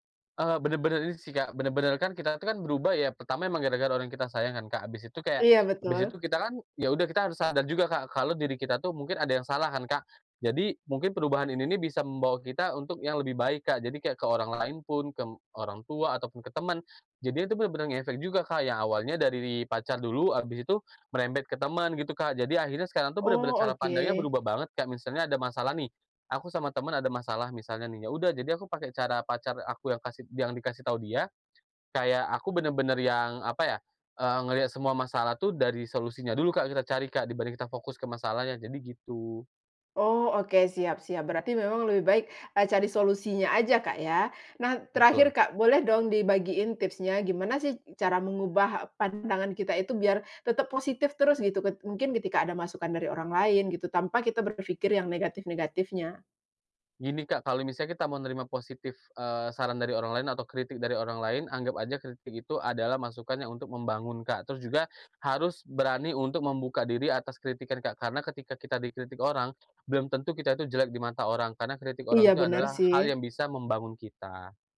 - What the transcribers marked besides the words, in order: other background noise; "ke" said as "kem"; tapping
- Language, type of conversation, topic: Indonesian, podcast, Siapa orang yang paling mengubah cara pandangmu, dan bagaimana prosesnya?
- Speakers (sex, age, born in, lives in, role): female, 35-39, Indonesia, Indonesia, host; male, 30-34, Indonesia, Indonesia, guest